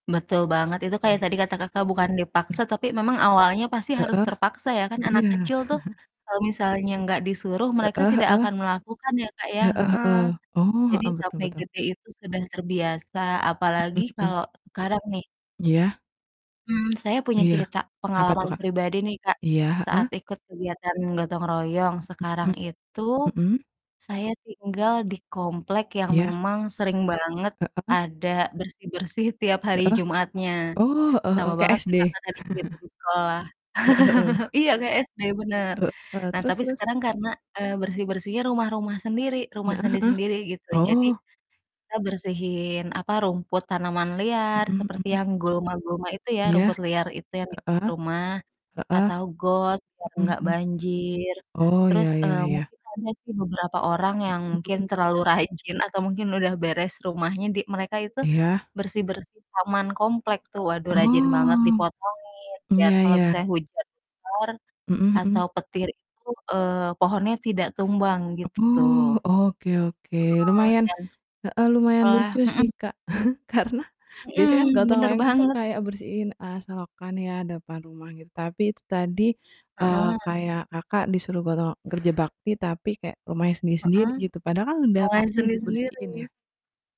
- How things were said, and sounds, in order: distorted speech; chuckle; chuckle; other background noise; laugh; chuckle; laughing while speaking: "karena"
- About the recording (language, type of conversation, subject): Indonesian, unstructured, Apa yang bisa kita pelajari dari budaya gotong royong di Indonesia?